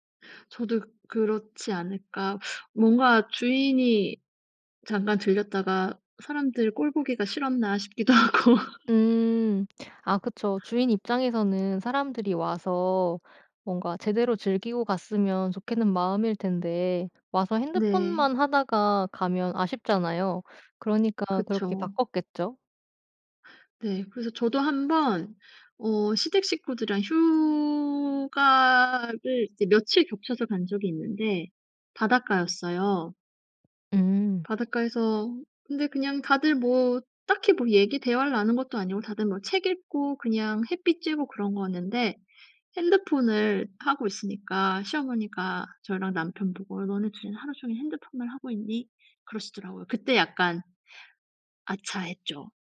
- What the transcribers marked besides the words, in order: teeth sucking; laughing while speaking: "싶기도 하고"; other background noise; tapping
- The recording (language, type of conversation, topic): Korean, podcast, 휴대폰 없이도 잘 집중할 수 있나요?